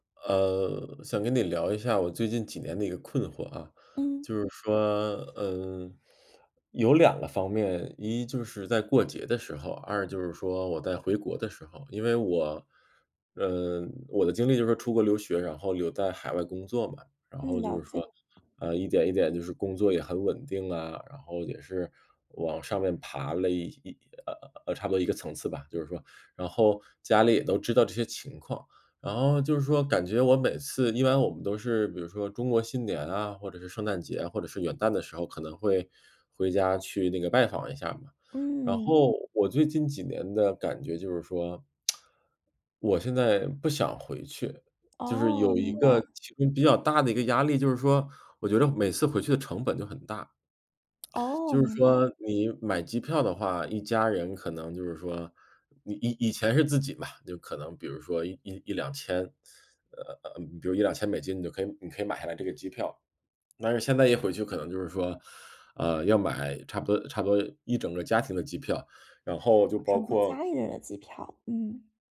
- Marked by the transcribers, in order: other background noise; other noise; tapping; lip smack
- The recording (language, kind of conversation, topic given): Chinese, advice, 节日礼物开销让你压力很大，但又不想让家人失望时该怎么办？